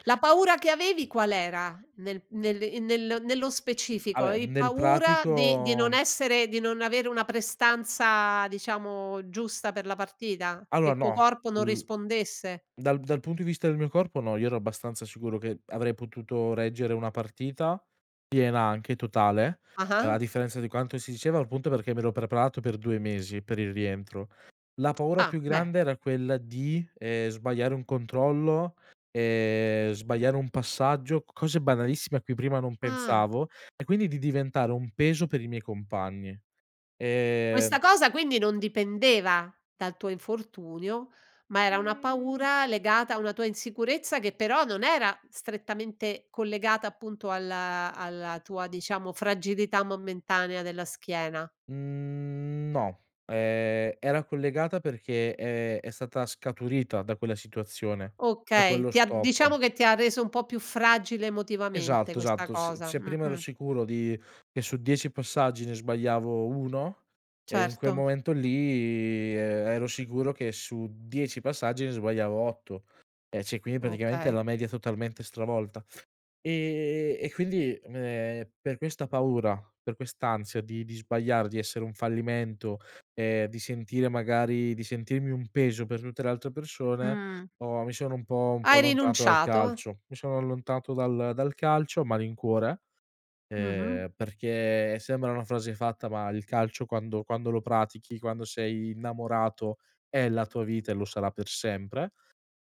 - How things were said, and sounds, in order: other background noise; "cioè" said as "ceh"
- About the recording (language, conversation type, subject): Italian, podcast, Come affronti la paura di sbagliare una scelta?